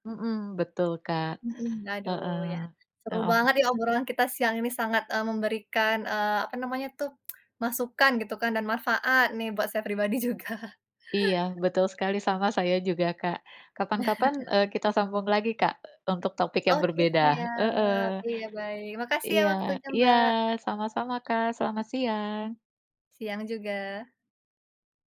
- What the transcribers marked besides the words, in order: tapping; tsk; laughing while speaking: "juga"; chuckle; other background noise
- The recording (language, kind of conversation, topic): Indonesian, unstructured, Bagaimana cara kamu memilih pekerjaan yang paling cocok untukmu?